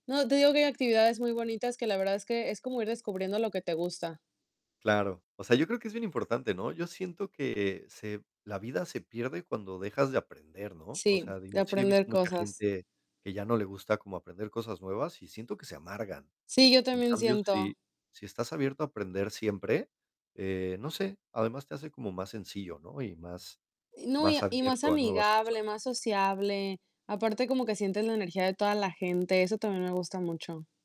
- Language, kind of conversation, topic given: Spanish, unstructured, ¿Cuál es la parte más divertida de aprender algo nuevo?
- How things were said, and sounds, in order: static